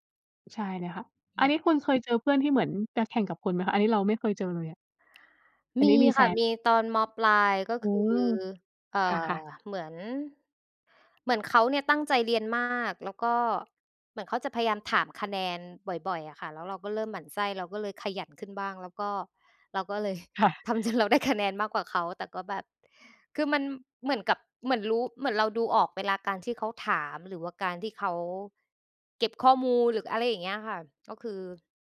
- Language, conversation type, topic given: Thai, unstructured, เพื่อนที่ดีที่สุดของคุณเป็นคนแบบไหน?
- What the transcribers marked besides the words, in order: other background noise; laughing while speaking: "ทำจนเราได้คะแนน"